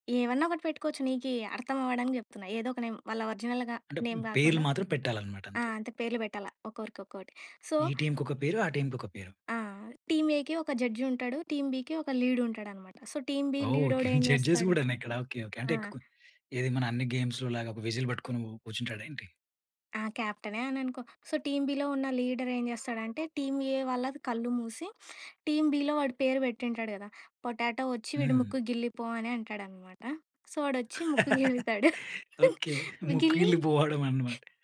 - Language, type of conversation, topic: Telugu, podcast, నీ చిన్నప్పటి ప్రియమైన ఆట ఏది, దాని గురించి చెప్పగలవా?
- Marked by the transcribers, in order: in English: "నేమ్"; in English: "ఒరిజినల్‌గా నేమ్"; tapping; in English: "సో"; in English: "టీమ్‌కి"; in English: "టీమ్‌కి"; in English: "టీమ్ ఏకి"; in English: "జడ్జ్"; in English: "టీమ్ బికి"; in English: "లీడ్"; in English: "సో టీమ్ బి"; in English: "జడ్జెస్"; chuckle; in English: "గేమ్స్‌లో"; in English: "విజిల్"; in English: "సొ టీమ్ బిలో"; in English: "లీడర్"; in English: "టీమ్ ఏ"; in English: "టీమ్ బిలో"; in English: "పోటాటో"; laughing while speaking: "ఓకే. ముక్కు గిల్లి పోవడం అన్నమాట"; in English: "సో"; chuckle; other background noise